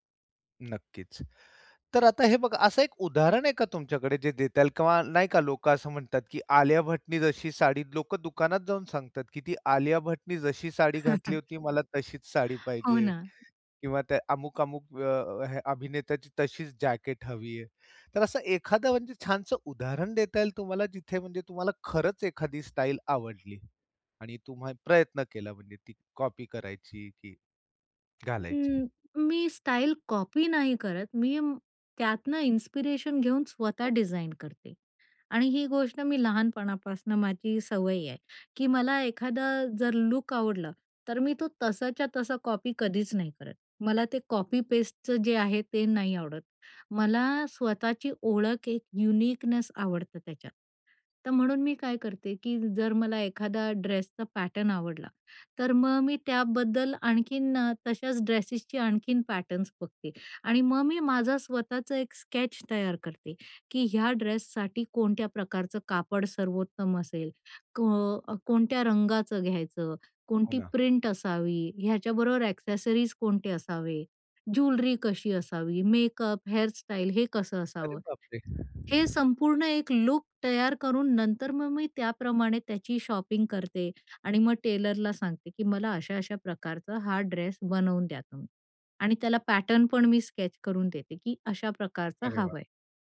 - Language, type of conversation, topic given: Marathi, podcast, तुझा स्टाइल कसा बदलला आहे, सांगशील का?
- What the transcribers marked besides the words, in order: tapping; chuckle; other background noise; in English: "युनिकनेस"; in English: "पॅटर्न"; in English: "पॅटर्न्स"; in English: "ॲक्सेसरीज"; in English: "शॉपिंग"; in English: "पॅटर्न"